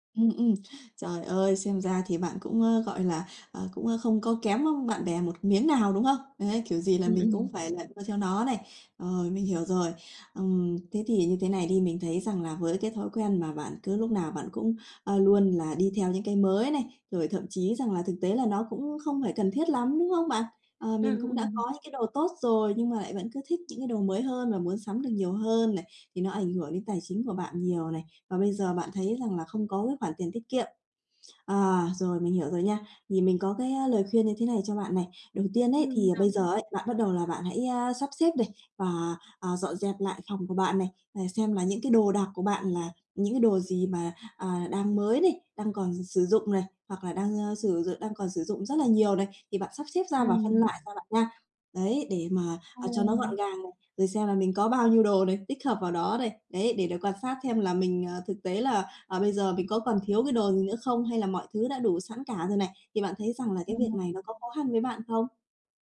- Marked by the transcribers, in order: tapping
- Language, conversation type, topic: Vietnamese, advice, Làm sao để hài lòng với những thứ mình đang có?